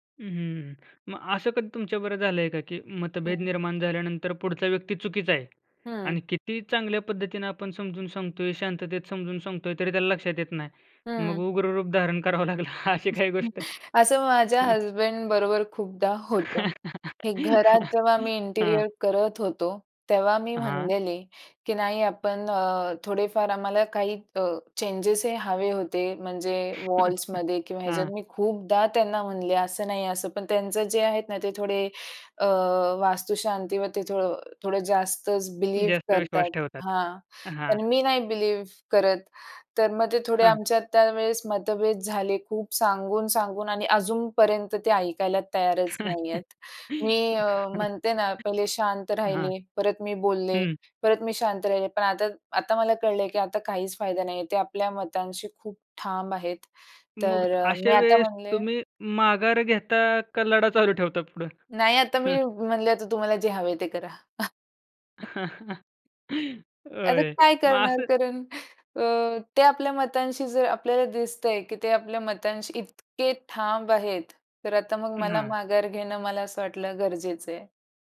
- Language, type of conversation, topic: Marathi, podcast, एकत्र काम करताना मतभेद आल्यास तुम्ही काय करता?
- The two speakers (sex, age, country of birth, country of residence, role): female, 45-49, India, India, guest; male, 20-24, India, India, host
- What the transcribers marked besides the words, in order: unintelligible speech; joyful: "असं माझ्या हसबंडबरोबर"; in English: "हसबंडबरोबर"; tapping; laughing while speaking: "धारण करावं लागलं, अशी काही गोष्ट?"; in English: "इंटेरिअर"; chuckle; in English: "चेंजेस"; in English: "वॉल्समध्ये"; chuckle; in English: "बिलीव्ह"; in English: "बिलीव्ह"; chuckle; unintelligible speech; chuckle; chuckle; laughing while speaking: "होय"; chuckle